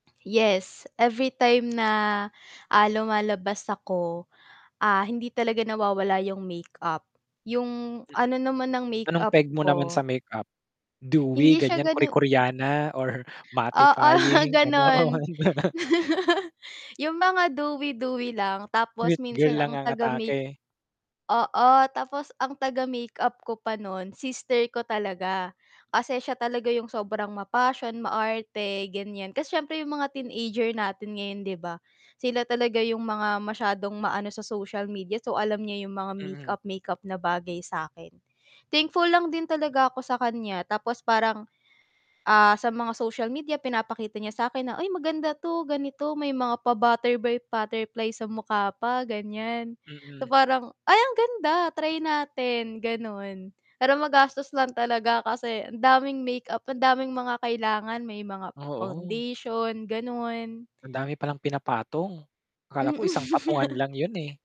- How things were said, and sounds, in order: static; in English: "mattifying"; chuckle; laughing while speaking: "gano'n?"; laugh; tapping; "butterfly" said as "putterfly"; chuckle
- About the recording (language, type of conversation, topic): Filipino, podcast, Paano nagbago ang pananamit mo dahil sa midyang panlipunan o sa mga tagaimpluwensiya?